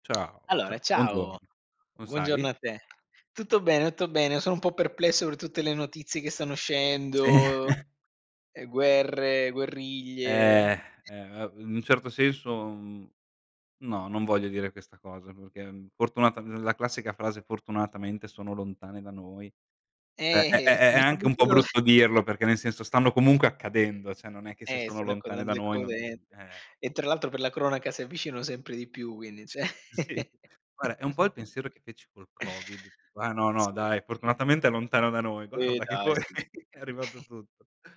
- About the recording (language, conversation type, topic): Italian, unstructured, Cosa ti rende orgoglioso della tua città o del tuo paese?
- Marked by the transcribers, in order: laughing while speaking: "Sì"; chuckle; laugh; unintelligible speech; laughing while speaking: "sì"; "Guarda" said as "guara"; chuckle; drawn out: "Eh"; laugh; chuckle